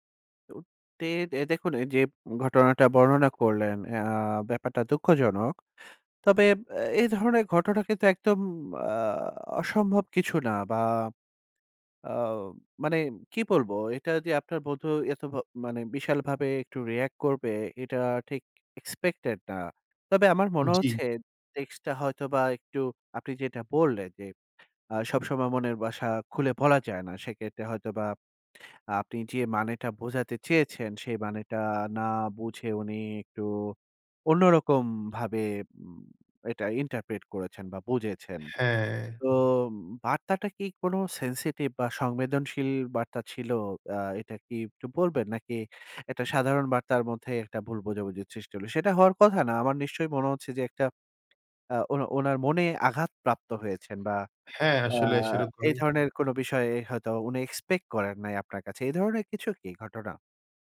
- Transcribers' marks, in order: in English: "রিঅ্যাক"; "রিঅ্যাক্ট" said as "রিঅ্যাক"; in English: "expected"; in English: "টেক্সট"; in English: "interpret"; in English: "sensitive"; unintelligible speech; tapping; in English: "এক্সপেক"; "এক্সপেক্ট" said as "এক্সপেক"
- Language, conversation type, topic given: Bengali, advice, টেক্সট বা ইমেইলে ভুল বোঝাবুঝি কীভাবে দূর করবেন?